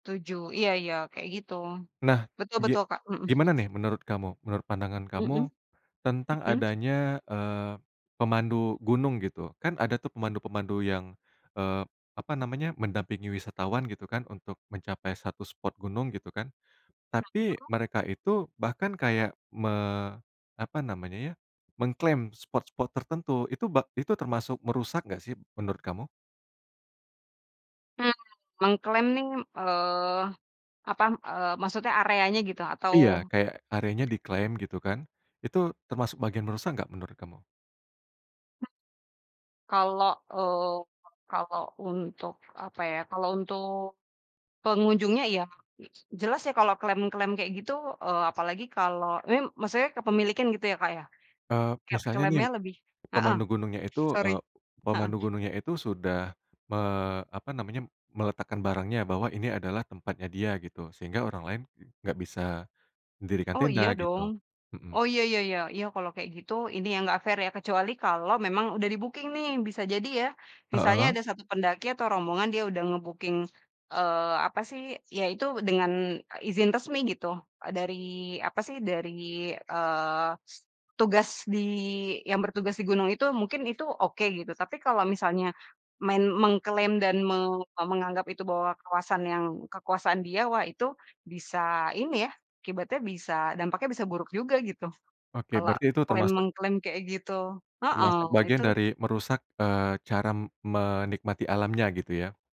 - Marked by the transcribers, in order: other background noise; unintelligible speech; in English: "fair"; in English: "di-booking"; in English: "nge-booking"
- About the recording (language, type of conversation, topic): Indonesian, podcast, Bagaimana cara menikmati alam tanpa merusaknya, menurutmu?